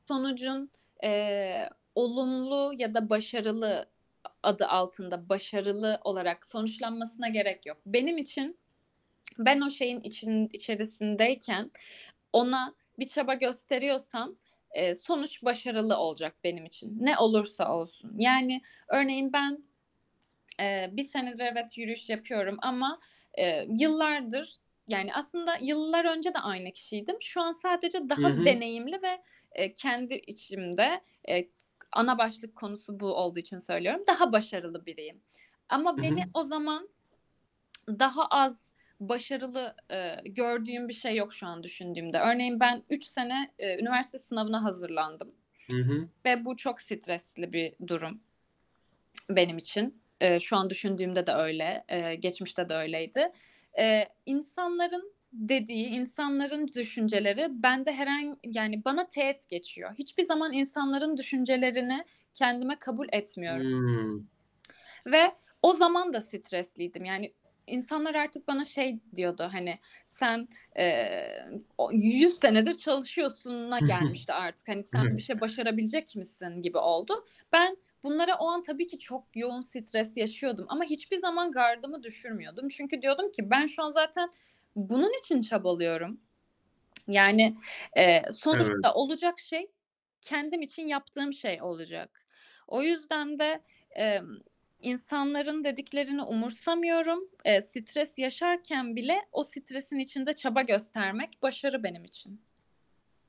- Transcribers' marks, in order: other background noise; lip smack; background speech; static; tapping; distorted speech; chuckle
- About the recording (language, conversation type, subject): Turkish, podcast, Stresle başa çıkarken sence hangi alışkanlıklar işe yarıyor?
- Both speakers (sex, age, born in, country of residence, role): female, 25-29, Turkey, Spain, guest; male, 25-29, Turkey, Greece, host